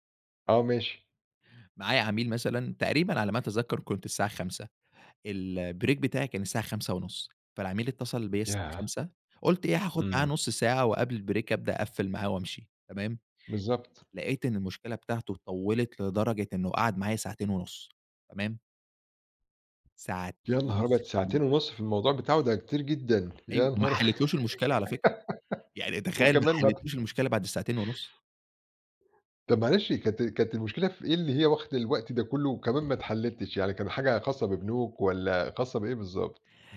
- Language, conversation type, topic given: Arabic, podcast, إزاي تقدر تقول «لأ» لطلبات شغل زيادة من غير ما تحرج حد؟
- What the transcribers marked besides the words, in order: in English: "الbreak"; in English: "الbreak"; tapping; laugh; other background noise